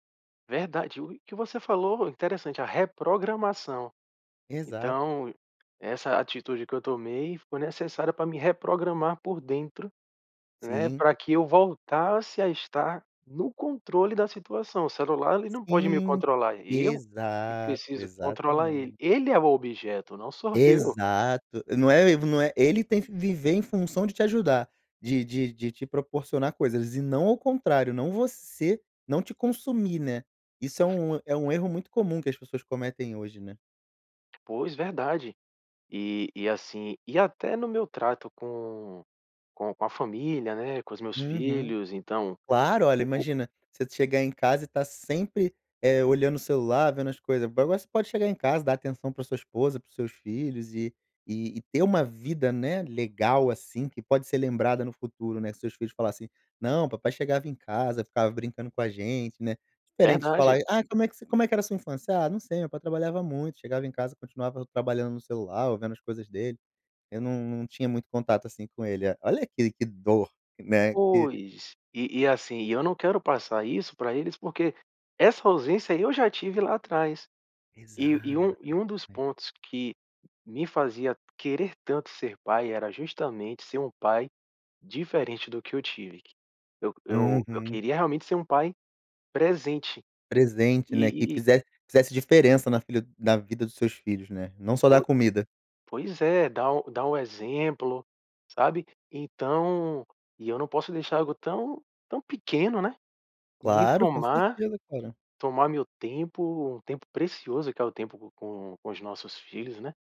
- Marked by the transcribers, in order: tapping; "Mas- mas" said as "bas bas"; other noise
- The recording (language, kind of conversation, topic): Portuguese, podcast, Como você evita distrações no celular enquanto trabalha?